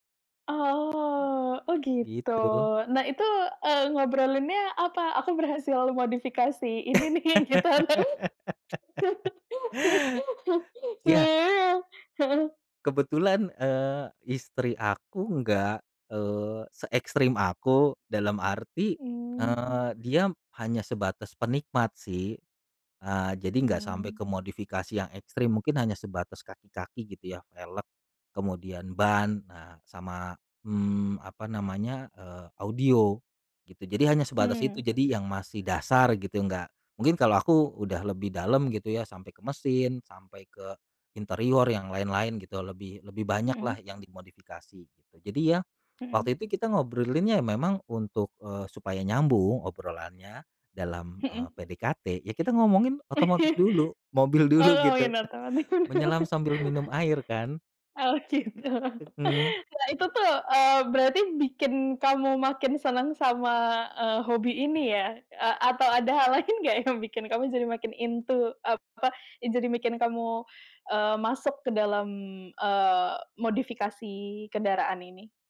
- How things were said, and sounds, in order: drawn out: "Oh"; other background noise; laugh; laughing while speaking: "nih, gitu"; laugh; unintelligible speech; tapping; chuckle; laughing while speaking: "mobil dulu, gitu"; unintelligible speech; laughing while speaking: "oh gitu!"; chuckle; laughing while speaking: "hal lain nggak"; in English: "into"
- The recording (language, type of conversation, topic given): Indonesian, podcast, Apa pengalaman paling berkesan yang pernah kamu alami terkait hobimu?